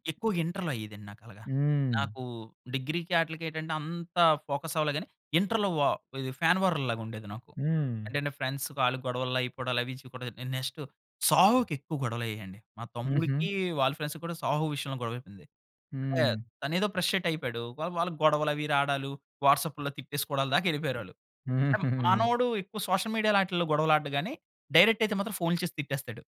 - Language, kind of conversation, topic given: Telugu, podcast, సోషల్ మీడియా ఒత్తిడిని తగ్గించుకోవడానికి మీ పద్ధతి ఏమిటి?
- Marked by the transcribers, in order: in English: "ఇంటర్‌లో"; in English: "డిగ్రీకి"; in English: "ఫోకస్"; in English: "ఇంటర్‌లో"; in English: "ఫ్యాన్ వార్‌లాగా"; in English: "ఫ్రెండ్స్‌కి"; in English: "ఫ్రెండ్స్‌కి"; in English: "ఫ్రస్ట్రేట్"; in English: "వాట్సాప్‌ల్లో"; chuckle; in English: "సోషల్ మీడియా‌లో"; in English: "డైరెక్ట్"